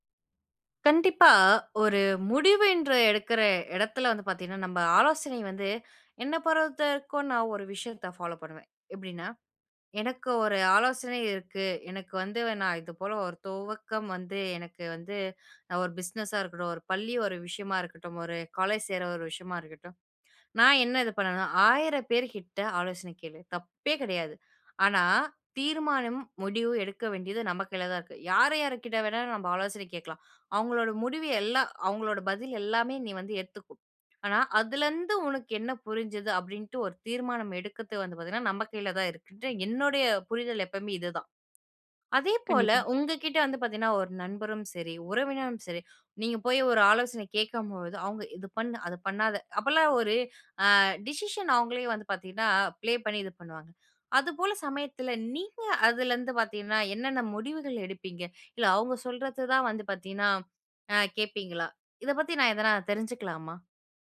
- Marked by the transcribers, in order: in English: "ஃபாலோப்"; in English: "பிஸ்னஷா"; in English: "டிஸிஷன்"; in English: "ப்ளே"
- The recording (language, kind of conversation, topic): Tamil, podcast, உங்கள் உறவினர்கள் அல்லது நண்பர்கள் தங்களின் முடிவை மாற்றும்போது நீங்கள் அதை எப்படி எதிர்கொள்கிறீர்கள்?